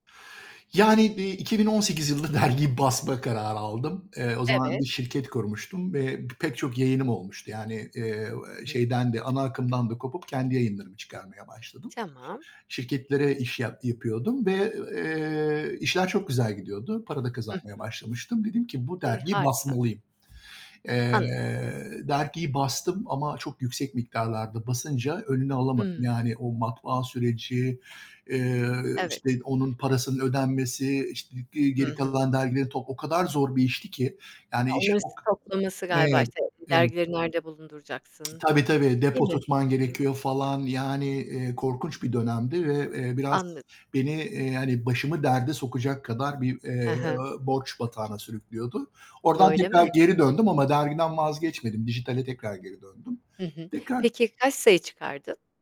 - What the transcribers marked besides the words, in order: static; laughing while speaking: "yılında dergiyi basma kararı aldım"; tapping; other background noise; distorted speech; unintelligible speech
- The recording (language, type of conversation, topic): Turkish, podcast, Hobini yaparken en çok gurur duyduğun projen hangisi?